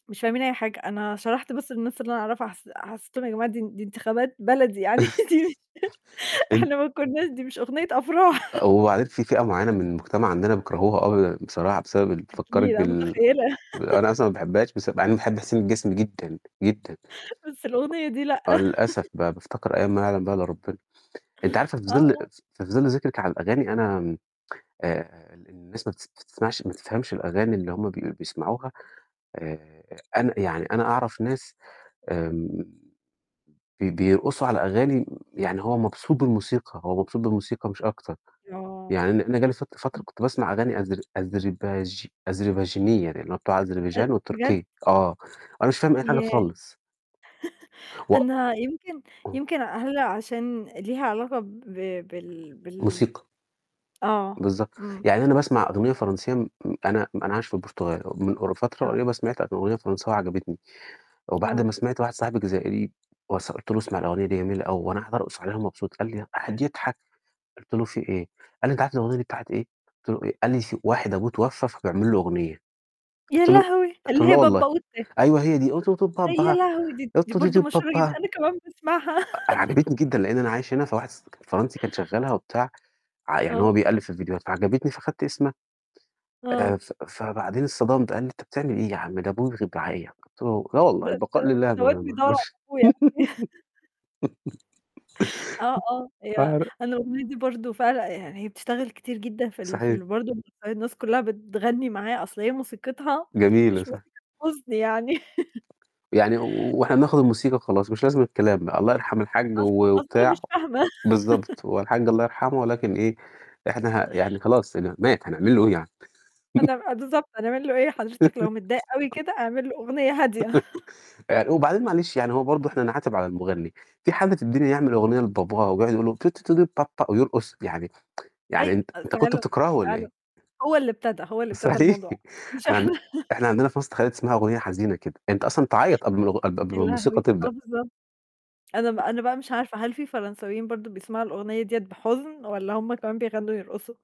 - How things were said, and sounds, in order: chuckle; laugh; laughing while speaking: "دي مش إحنا ما كنّاش دي مش أُغنيّة أفراح"; tapping; static; distorted speech; chuckle; other background noise; laugh; chuckle; unintelligible speech; humming a tune; laughing while speaking: "أنا كمان باسمعها"; chuckle; unintelligible speech; chuckle; giggle; unintelligible speech; laugh; laugh; chuckle; laugh; chuckle; chuckle; humming a tune; tsk; laughing while speaking: "صحيح"; laughing while speaking: "مش إحنا"; chuckle
- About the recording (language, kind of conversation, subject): Arabic, unstructured, هل ممكن أغنية واحدة تسيب أثر كبير في حياتك؟